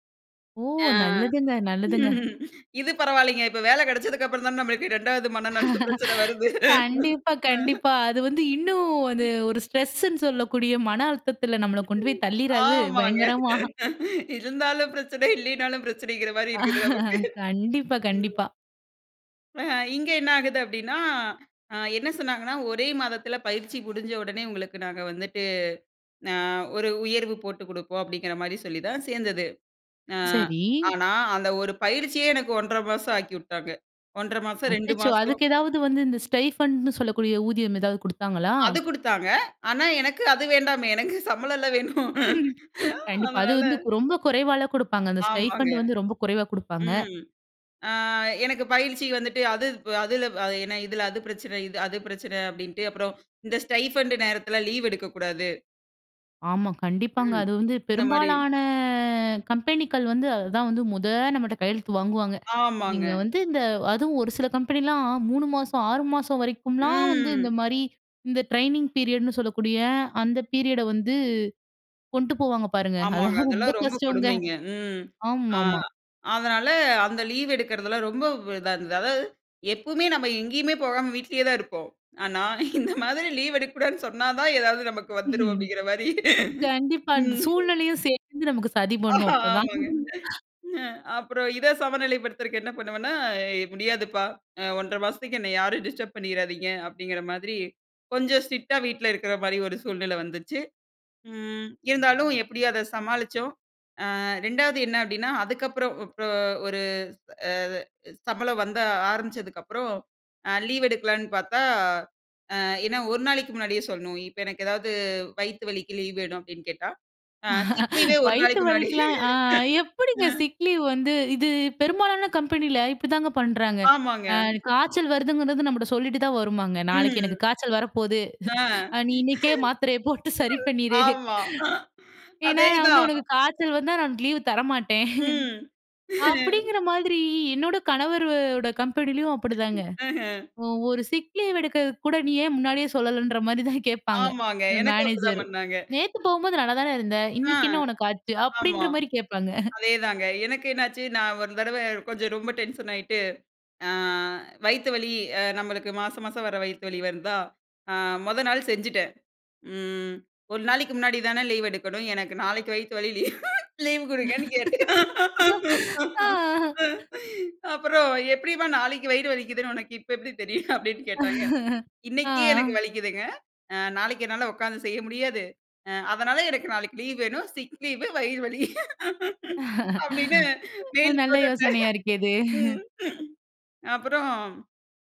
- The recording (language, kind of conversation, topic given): Tamil, podcast, மனநலமும் வேலைவாய்ப்பும் இடையே சமநிலையை எப்படிப் பேணலாம்?
- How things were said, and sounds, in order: laugh; laugh; laughing while speaking: "பிரச்சனை வருது. அ"; in English: "ஸ்ட்ரெஸ்ன்னு"; other noise; laughing while speaking: "ஆமாங்க .இருந்தாலும் பிரச்சனை, இல்லையினாலும் பிரச்சனைங்கறமாரி இருக்குது, நமக்கு. ம்"; laughing while speaking: "பயங்கரமா!"; laugh; other background noise; in English: "ஸ்டைஃபண்ட்ன்னு"; laughing while speaking: "எனக்கு சம்பளம்ல வேணும். அதனால"; laugh; in English: "ஸ்டைஃபண்ட்"; in English: "ஸ்டைஃபண்ட்டு"; drawn out: "பெரும்பாலான"; in English: "ட்ரெய்னிங் பீரியடுன்னு"; in English: "பீரியட"; laughing while speaking: "அதெல்லாம் ரொம்ப கஷ்டங்க"; laughing while speaking: "இந்த மாதிரி லீவ் எடுக்கக்கூடாதுன்னு சொன்னா தான், ஏதாவது நமக்கு வந்துரும் அப்டிங்குற மாரி. ம்ஹ்"; laugh; laughing while speaking: "அஹ ஆமாங்க"; chuckle; in English: "டிஸ்டர்ப்"; in English: "ஸ்ட்ரிக்ட்டா"; "அப்றோ" said as "வுப்ரோ"; laughing while speaking: "வயித்து வலிக்கலாம் அ எப்டிங்க சிக் லீவ் வந்து"; laughing while speaking: "சிக் லீவே ஒரு நாளைக்கு முன்னாடி"; in English: "சிக் லீவே"; in English: "சிக் லீவ்"; dog barking; laughing while speaking: "அ நீ இன்னைக்கே மாத்திரைய போட்டு சரி பண்ணிரு"; laughing while speaking: "ஆமா. அதேதான்"; chuckle; chuckle; laughing while speaking: "எனக்கும் அப்டி தான் பண்ணாங்க"; chuckle; in English: "டென்ஷன்"; laughing while speaking: "லீவ் லீவ் குடுங்கன்னு கேட்டேன். அப்புறம் … தெரியும்? அப்டின்னு கேட்டாங்க"; laugh; chuckle; laughing while speaking: "நல்ல யோசனையா இருக்கே இது!"; laughing while speaking: "சிக் லீவு வயிறு வலி"; in English: "சிக் லீவு"